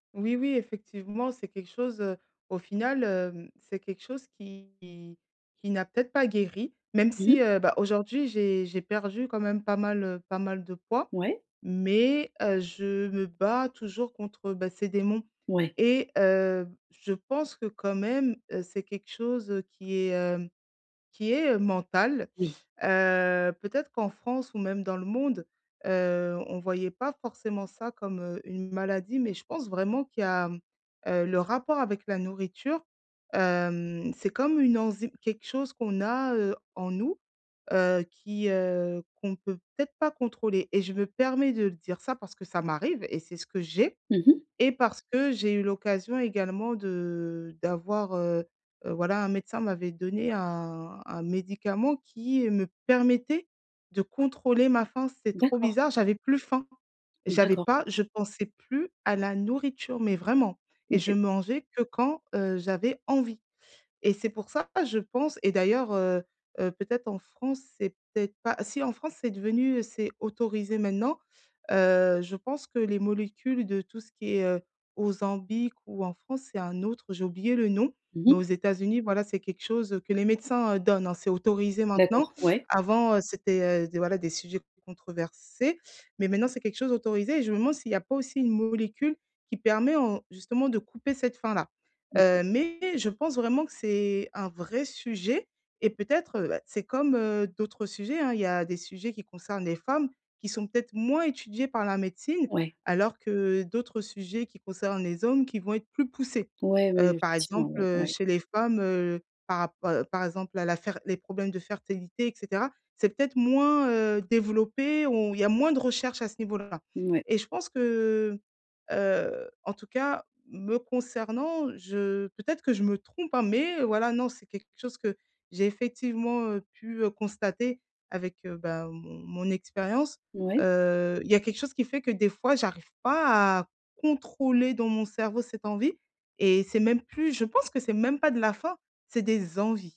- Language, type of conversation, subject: French, advice, Comment reconnaître les signaux de faim et de satiété ?
- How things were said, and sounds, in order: stressed: "envie"; stressed: "envies"